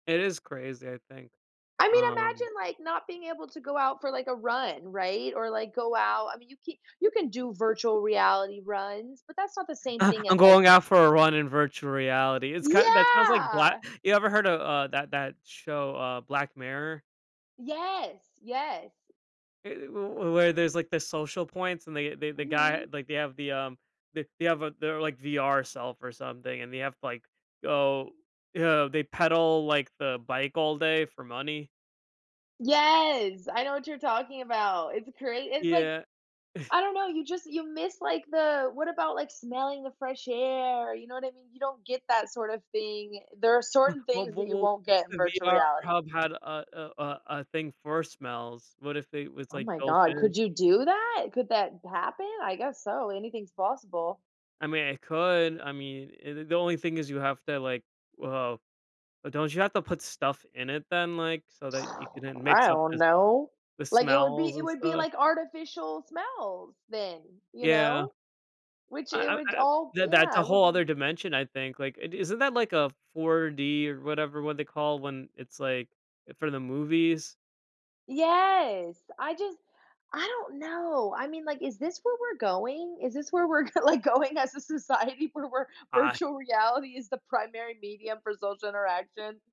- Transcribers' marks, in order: chuckle; drawn out: "Yeah!"; tapping; chuckle; chuckle; drawn out: "air?"; lip trill; laughing while speaking: "like, going as a society where we're"
- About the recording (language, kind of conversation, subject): English, unstructured, How might virtual reality change the way we connect with others in everyday life?
- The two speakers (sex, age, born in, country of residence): female, 30-34, Germany, United States; male, 30-34, United States, United States